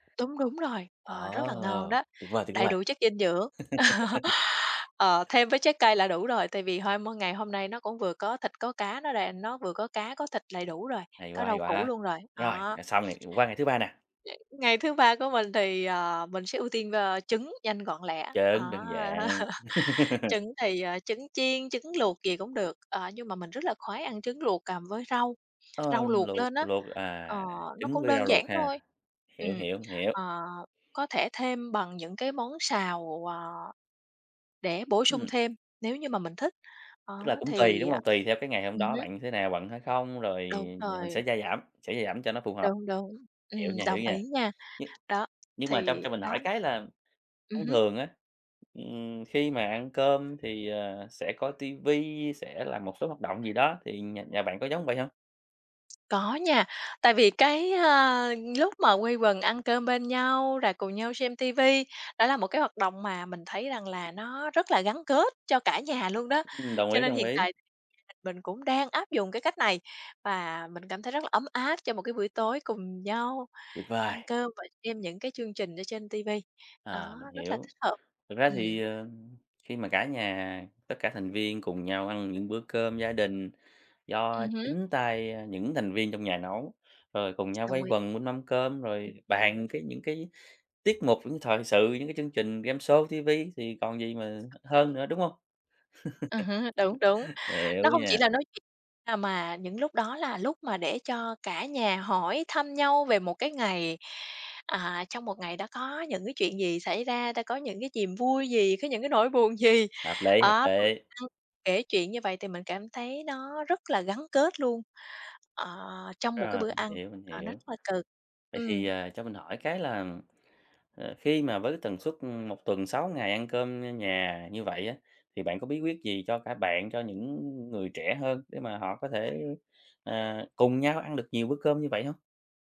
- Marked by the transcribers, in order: tapping; laugh; laugh; other background noise; laugh
- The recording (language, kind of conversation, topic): Vietnamese, podcast, Bạn chuẩn bị bữa tối cho cả nhà như thế nào?